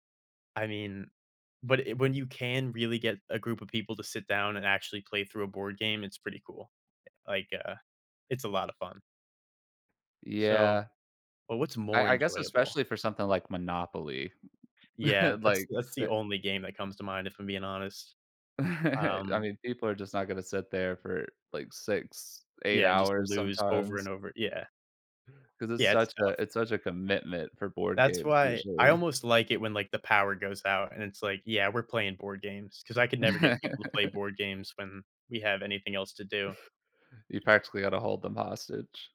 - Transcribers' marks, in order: other background noise; chuckle; chuckle; laugh
- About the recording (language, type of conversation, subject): English, unstructured, How do in-person and online games shape our social experiences differently?
- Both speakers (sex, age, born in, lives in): male, 20-24, United States, United States; male, 30-34, United States, United States